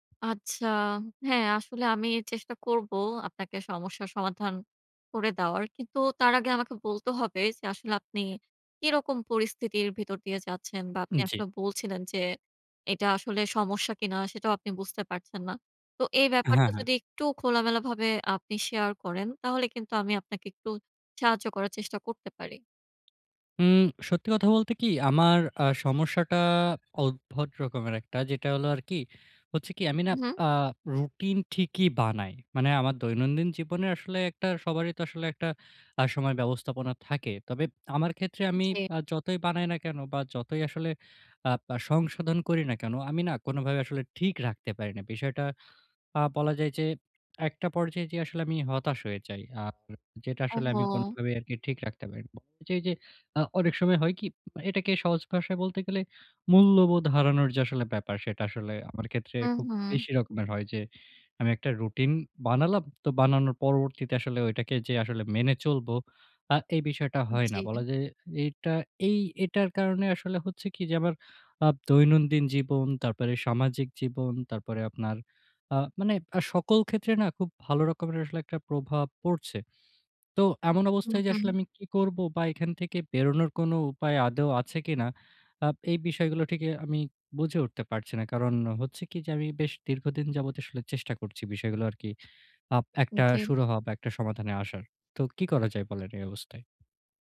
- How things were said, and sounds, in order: horn; other background noise; "উদ্ভট" said as "অউদ্ভট"; tapping; "সুরাহা" said as "সুরহ"
- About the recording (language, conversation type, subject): Bengali, advice, রুটিনের কাজগুলোতে আর মূল্যবোধ খুঁজে না পেলে আমি কী করব?